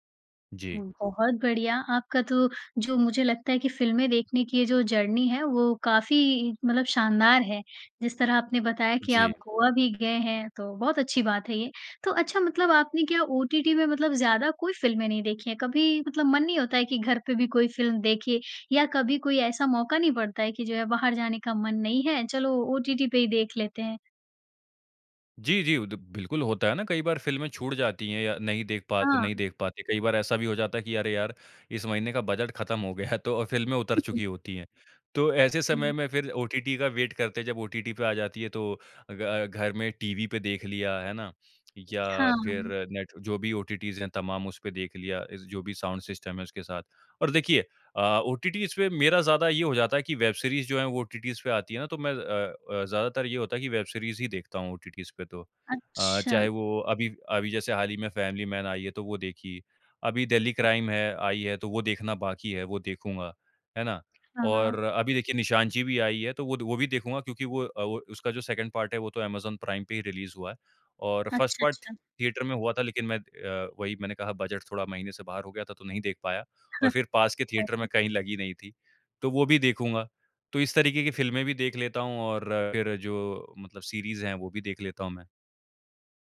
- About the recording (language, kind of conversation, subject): Hindi, podcast, जब फिल्म देखने की बात हो, तो आप नेटफ्लिक्स और सिनेमाघर में से किसे प्राथमिकता देते हैं?
- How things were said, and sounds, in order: in English: "जर्नी"; laughing while speaking: "गया है"; chuckle; in English: "वेट"; in English: "सेकंड पार्ट"; in English: "फर्स्ट पार्ट"; tapping; chuckle; unintelligible speech